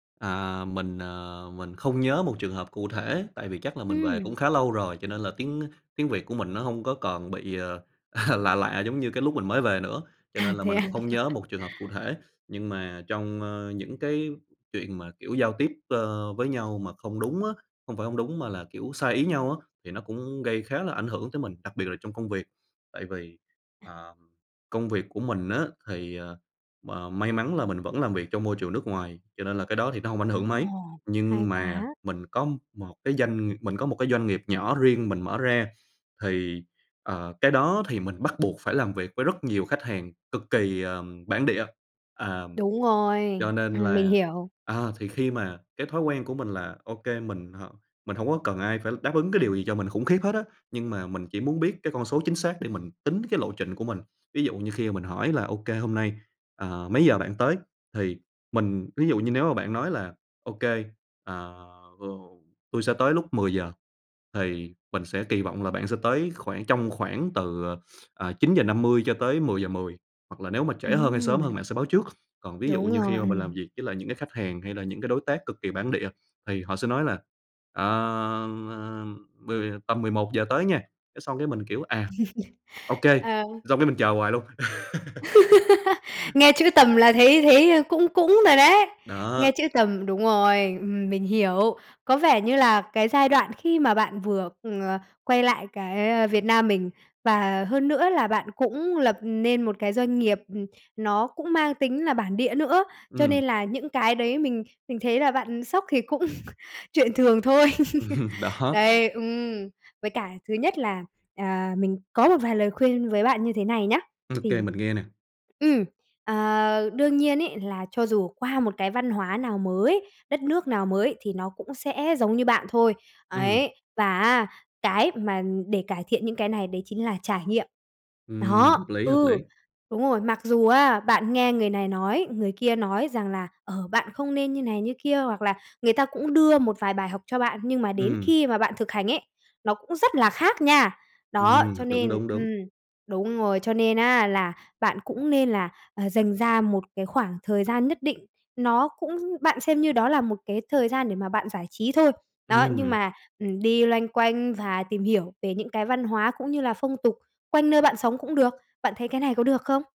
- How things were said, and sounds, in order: chuckle; chuckle; tapping; unintelligible speech; sniff; other noise; chuckle; other background noise; laugh; chuckle; laughing while speaking: "Ừm, đó"
- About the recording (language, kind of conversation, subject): Vietnamese, advice, Bạn đang trải qua cú sốc văn hóa và bối rối trước những phong tục, cách ứng xử mới như thế nào?